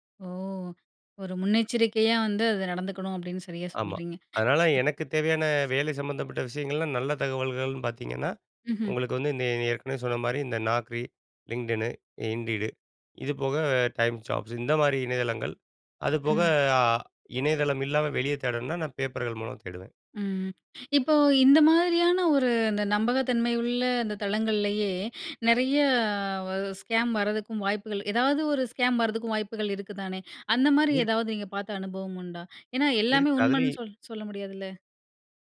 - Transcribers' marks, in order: other noise; in English: "ஸ்கேம்"; in English: "ஸ்கேம்"
- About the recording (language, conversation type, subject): Tamil, podcast, வலைவளங்களிலிருந்து நம்பகமான தகவலை நீங்கள் எப்படித் தேர்ந்தெடுக்கிறீர்கள்?